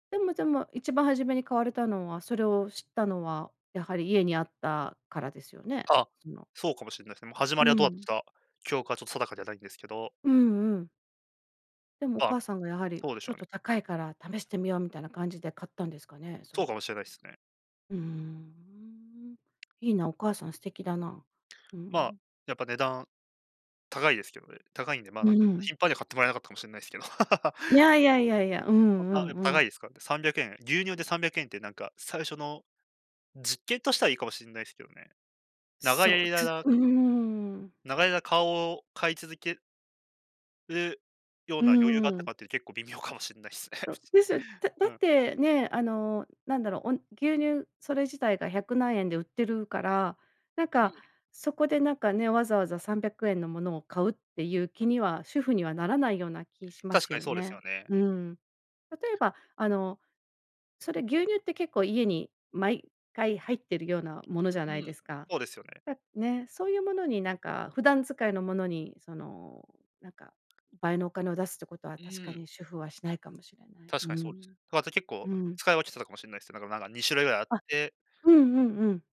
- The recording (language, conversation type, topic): Japanese, podcast, あなたの家の味に欠かせない秘密の材料はありますか？
- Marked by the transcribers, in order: unintelligible speech; tapping; laugh; unintelligible speech; laughing while speaking: "微妙かもしんないっすね。うちに"; unintelligible speech; other background noise; unintelligible speech